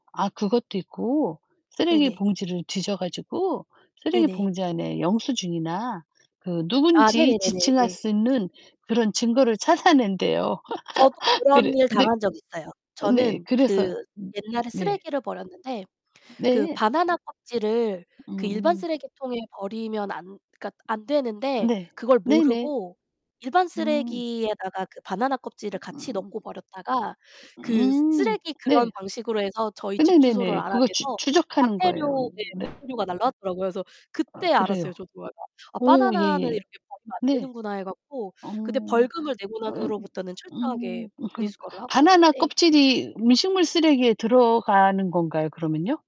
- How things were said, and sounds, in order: distorted speech; laughing while speaking: "찾아낸대요"; laugh; other background noise; tapping
- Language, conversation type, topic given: Korean, unstructured, 공공장소에 쓰레기를 버리는 사람을 보면 어떤 기분이 드시나요?